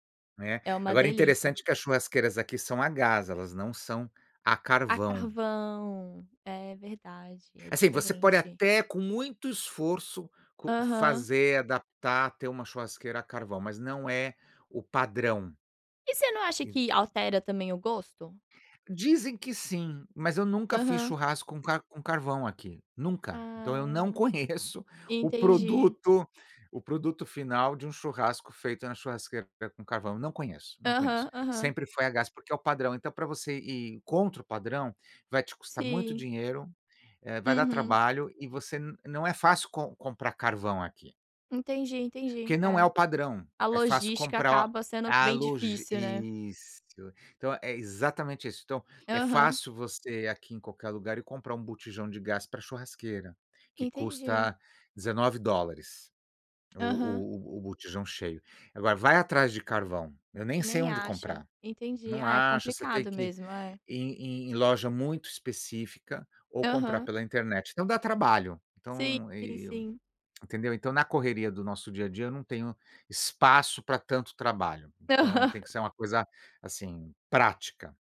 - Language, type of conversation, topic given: Portuguese, unstructured, Qual tradição familiar você considera mais especial?
- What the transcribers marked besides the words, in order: tapping; tongue click; laughing while speaking: "Aham"